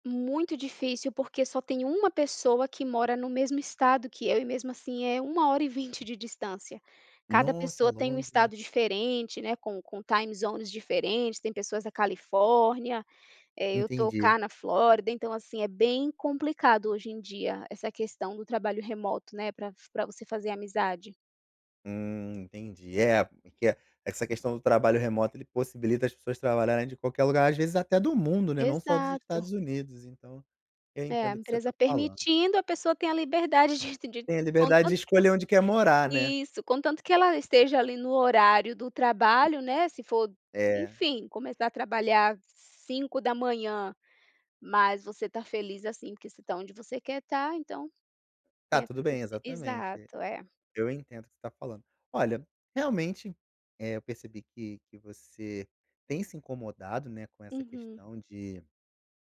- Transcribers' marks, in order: in English: "time zones"; chuckle; other background noise
- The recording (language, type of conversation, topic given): Portuguese, advice, Como posso ampliar meu círculo social e fazer amigos?